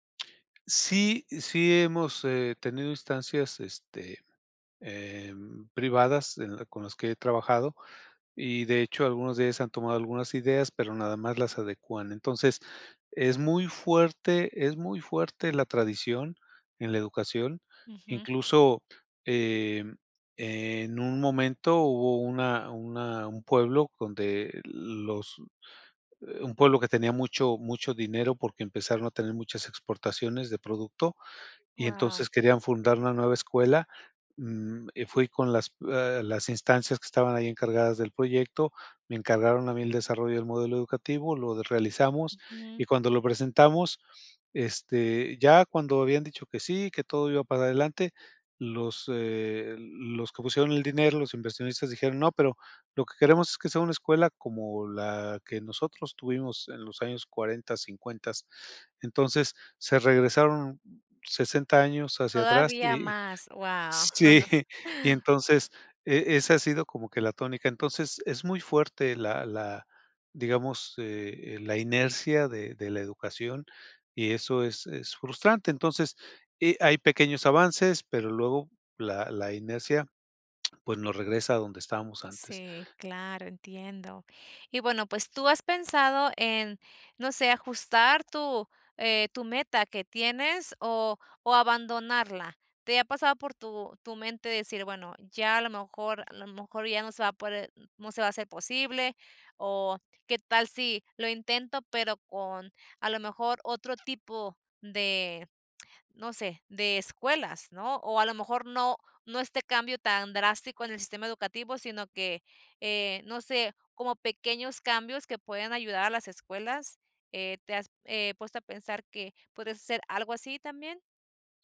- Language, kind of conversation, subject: Spanish, advice, ¿Cómo sé cuándo debo ajustar una meta y cuándo es mejor abandonarla?
- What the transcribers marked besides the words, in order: chuckle